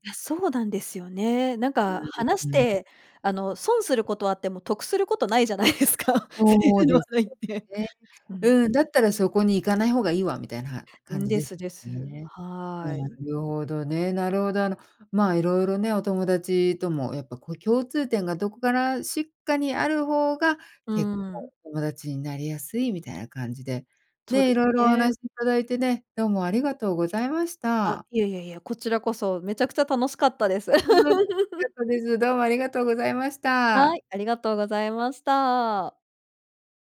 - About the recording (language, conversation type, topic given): Japanese, podcast, 共通点を見つけるためには、どのように会話を始めればよいですか?
- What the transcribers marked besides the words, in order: laughing while speaking: "じゃないですか。政治の話題って"; laugh